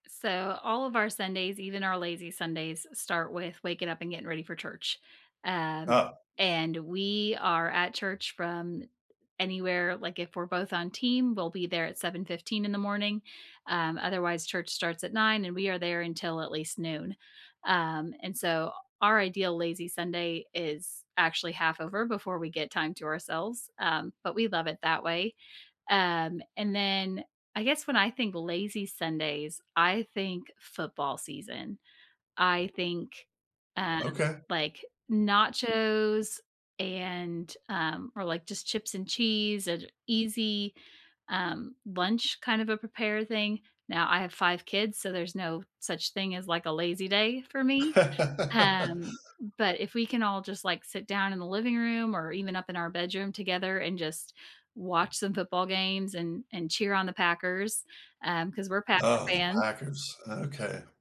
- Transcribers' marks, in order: laugh; other background noise
- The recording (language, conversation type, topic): English, unstructured, What’s your ideal lazy Sunday from start to finish?
- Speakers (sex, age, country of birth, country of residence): female, 40-44, United States, United States; male, 50-54, United States, United States